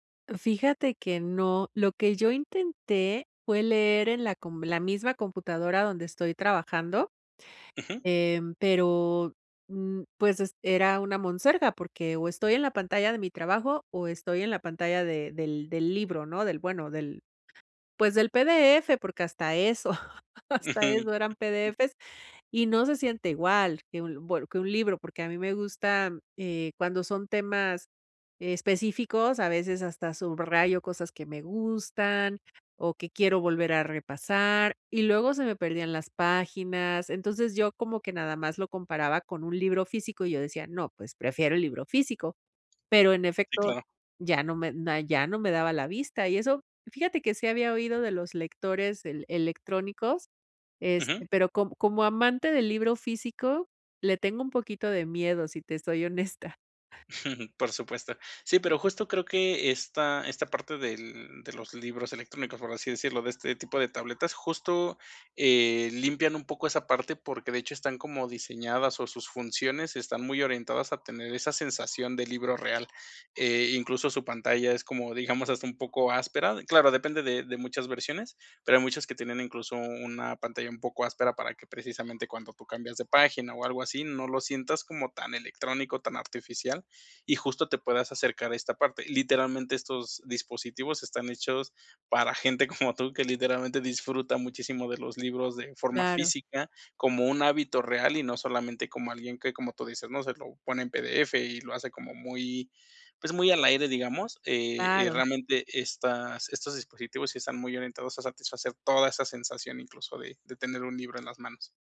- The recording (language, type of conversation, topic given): Spanish, advice, ¿Cómo puedo encontrar tiempo para mis pasatiempos entre mis responsabilidades diarias?
- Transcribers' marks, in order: chuckle; chuckle; other background noise; laughing while speaking: "como tú"